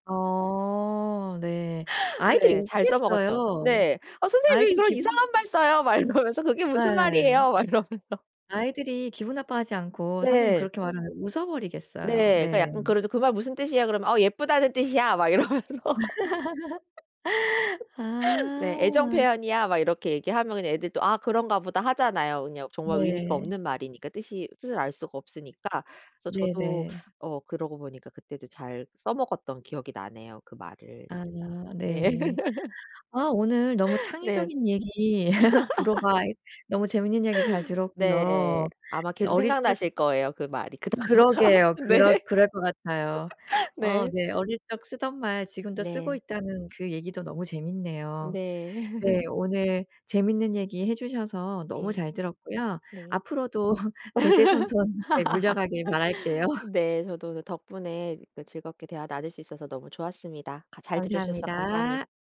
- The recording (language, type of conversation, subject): Korean, podcast, 어릴 적 집에서 쓰던 말을 지금도 쓰고 계신가요?
- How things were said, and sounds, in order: put-on voice: "어 선생님 왜 그런 이상한 말 써요?"; laughing while speaking: "말 그러면서"; put-on voice: "그게 무슨 말이에요?"; laughing while speaking: "이러면서"; laugh; laughing while speaking: "이러면서"; laugh; laugh; laugh; laughing while speaking: "단어가. 네"; laugh; laugh; other background noise; laugh; laughing while speaking: "바랄게요"